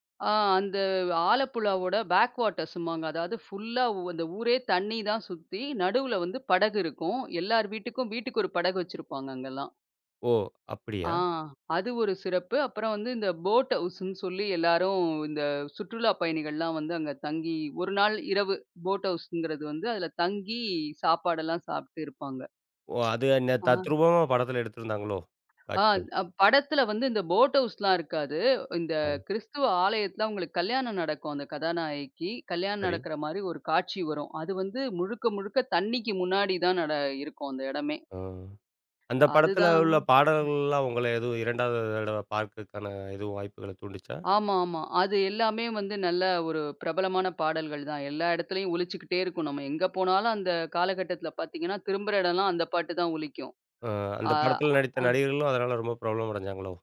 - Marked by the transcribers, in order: drawn out: "அந்த"; in English: "பேக் வாட்டர்ஸ்ம்மாங்க"; in English: "போட் ஹவுஸ்ன்னு"; in English: "போட் ஹவுஸ்ங்கிறது"; tapping; other background noise; in English: "போட் ஹவுஸ்"; other noise
- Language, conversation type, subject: Tamil, podcast, மறுபடியும் பார்க்கத் தூண்டும் திரைப்படங்களில் பொதுவாக என்ன அம்சங்கள் இருக்கும்?